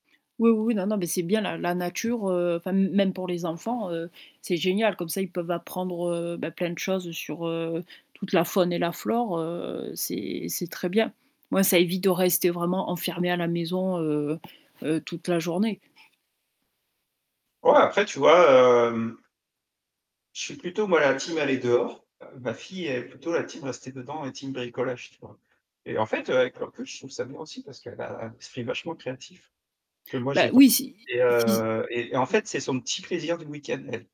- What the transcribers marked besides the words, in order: static; other background noise; tapping; distorted speech
- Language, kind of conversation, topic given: French, podcast, Qu’est-ce qui te plaît dans la balade du dimanche matin ?